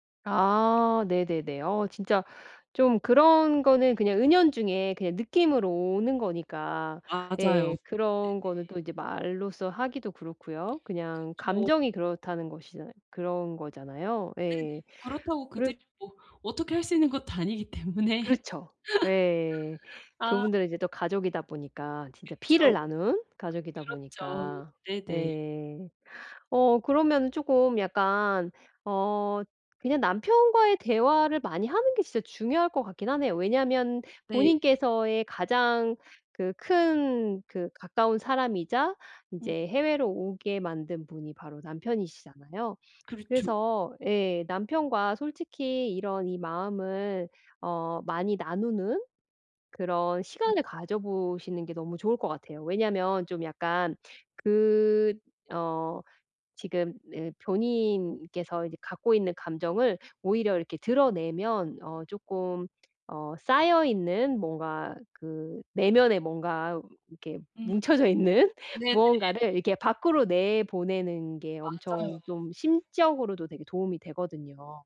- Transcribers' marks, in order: other background noise; laughing while speaking: "것도 아니기 때문에"; laugh; laughing while speaking: "뭉쳐져 있는"
- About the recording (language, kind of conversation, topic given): Korean, advice, 특별한 날에 왜 혼자라고 느끼고 소외감이 드나요?